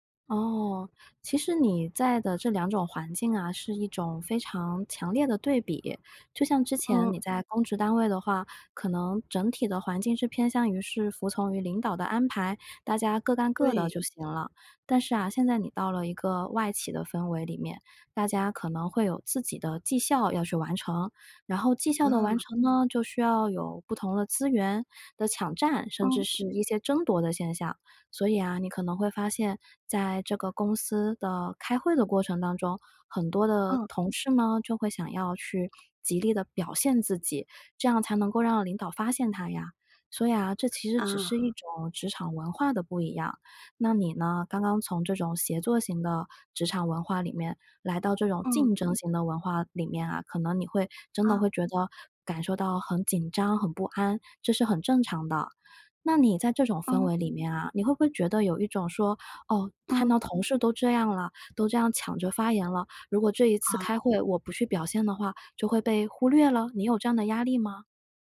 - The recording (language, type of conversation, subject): Chinese, advice, 你是如何适应并化解不同职场文化带来的冲突的？
- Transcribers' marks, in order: tapping; other background noise